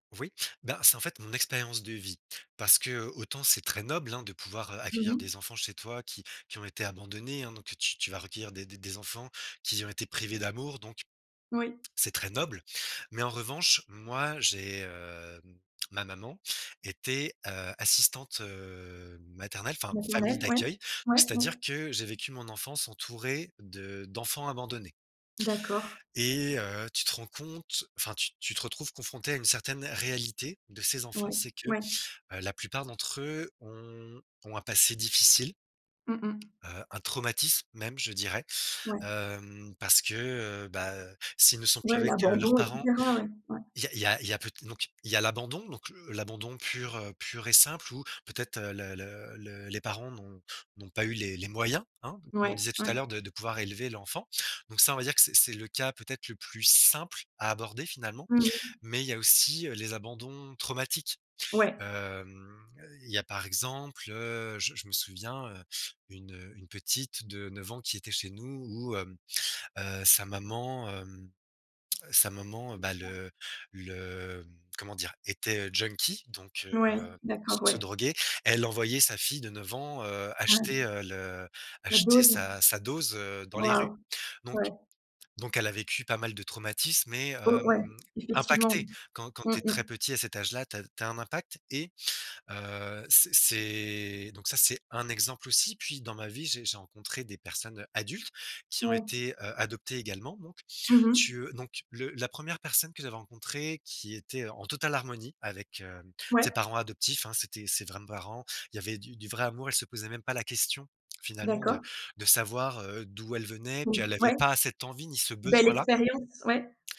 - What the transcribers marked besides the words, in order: stressed: "noble"; stressed: "moyens"; stressed: "simple"; other noise; other background noise; stressed: "pas"
- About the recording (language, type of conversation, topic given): French, podcast, Comment décider d’avoir des enfants ou non ?